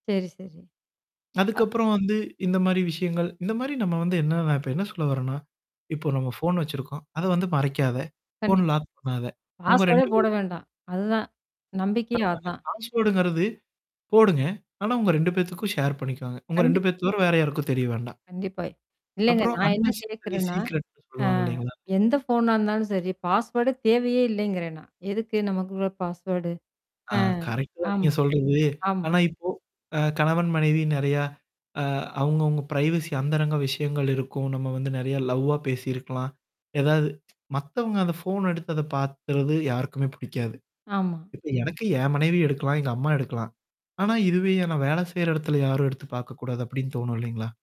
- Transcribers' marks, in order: static; in English: "பாஸ்வேர்ட்டே"; distorted speech; in English: "பாஸ்வேர்ட்டுங்கிறது"; in English: "ஷேர்"; in English: "அன்னசசரி சீக்ரெட்ன்னு"; in English: "பாஸ்வார்டு"; in English: "கரெக்ட்டு"; in English: "பாஸ்வேர்டு"; in English: "பிரரைவசி"; in English: "லவ்வா"; tsk
- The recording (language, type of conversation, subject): Tamil, podcast, காதல் உறவில் நம்பிக்கை எவ்வளவு முக்கியம்?